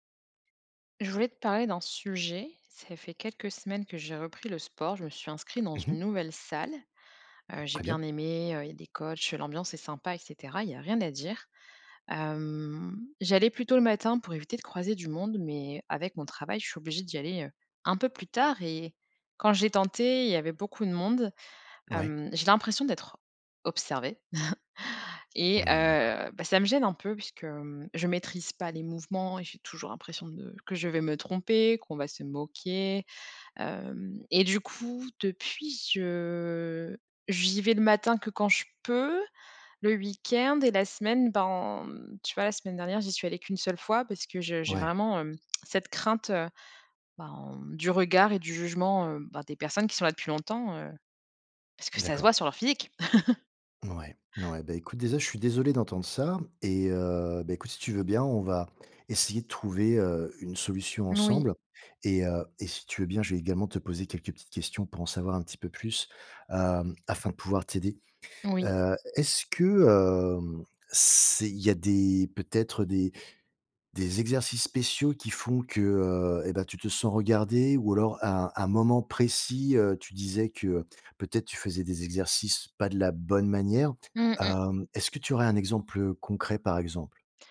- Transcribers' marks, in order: drawn out: "Hem"; chuckle; chuckle; "déjà" said as "dézà"
- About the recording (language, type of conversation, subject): French, advice, Comment gérer l’anxiété à la salle de sport liée au regard des autres ?